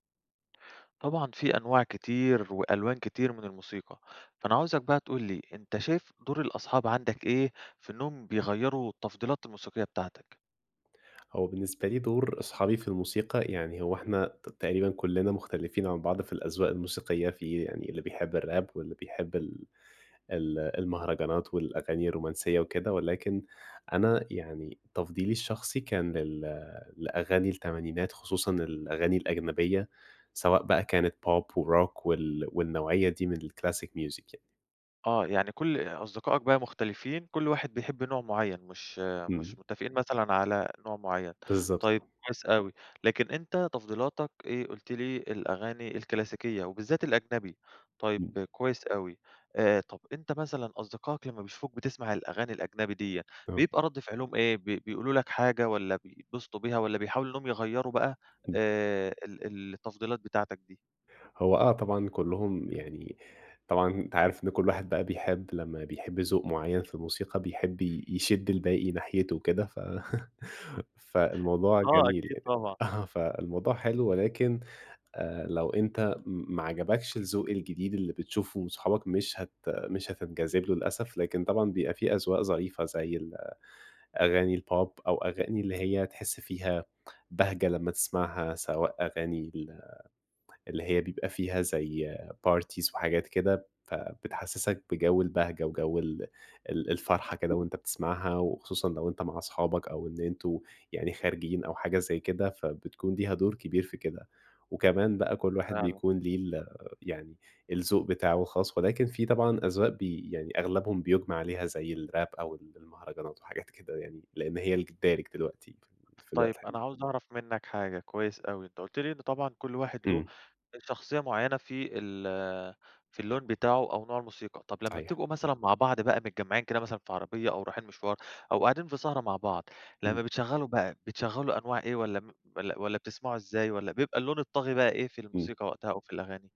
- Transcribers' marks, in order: in English: "الراب"; in English: "بوب وروك"; put-on voice: "بوب"; in English: "الclassic music"; tapping; chuckle; in English: "البوب"; in English: "parties"; in English: "الراب"; other background noise
- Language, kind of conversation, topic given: Arabic, podcast, سؤال عن دور الأصحاب في تغيير التفضيلات الموسيقية
- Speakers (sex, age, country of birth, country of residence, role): male, 20-24, Egypt, Egypt, guest; male, 25-29, Egypt, Greece, host